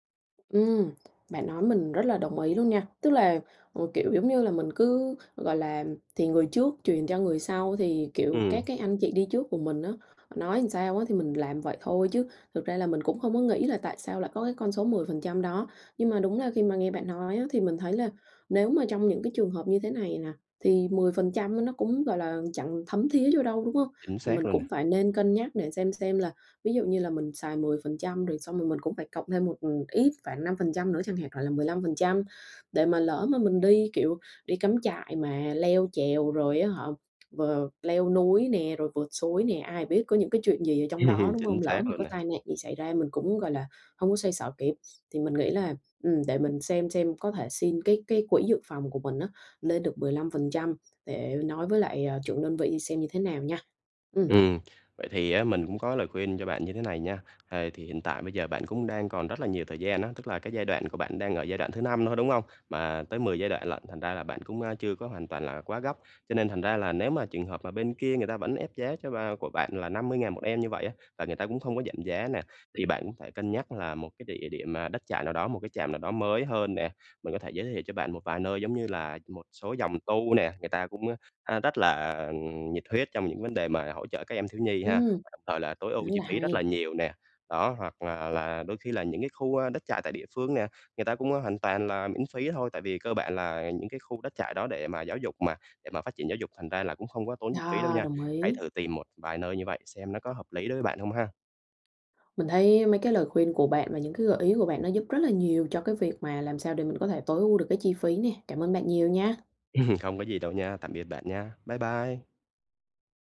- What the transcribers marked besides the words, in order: other background noise; tapping; chuckle; chuckle
- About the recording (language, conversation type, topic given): Vietnamese, advice, Làm sao để quản lý chi phí và ngân sách hiệu quả?